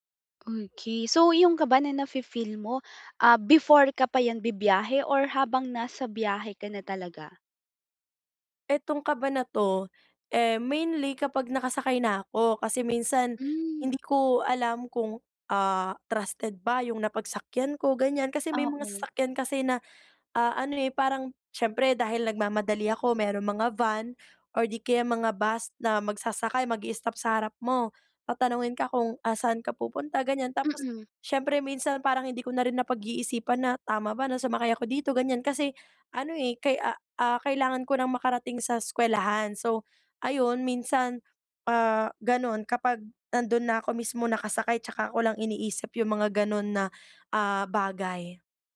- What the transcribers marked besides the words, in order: other background noise; tapping
- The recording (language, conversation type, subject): Filipino, advice, Paano ko mababawasan ang kaba at takot ko kapag nagbibiyahe?